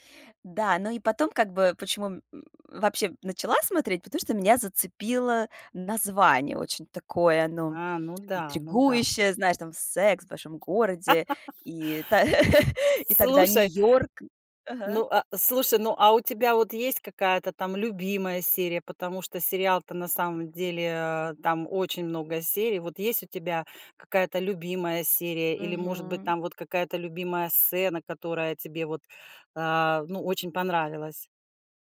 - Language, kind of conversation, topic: Russian, podcast, Какой сериал вы могли бы пересматривать бесконечно?
- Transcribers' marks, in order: other background noise; laugh; tapping